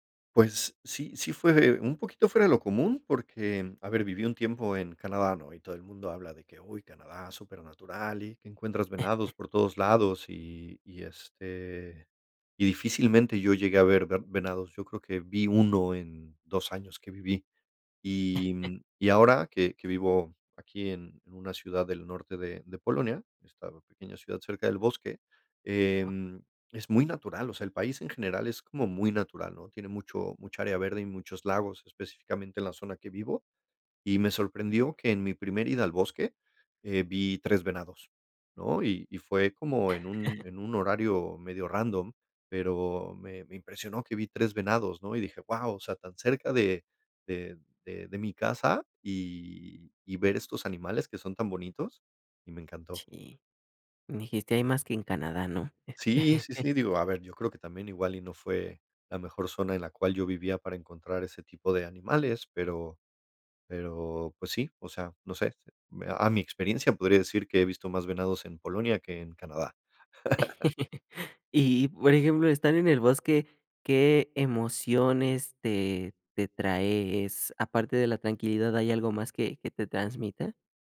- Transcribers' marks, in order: chuckle; chuckle; other background noise; chuckle; chuckle; chuckle; laugh
- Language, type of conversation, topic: Spanish, podcast, ¿Cómo describirías la experiencia de estar en un lugar sin ruido humano?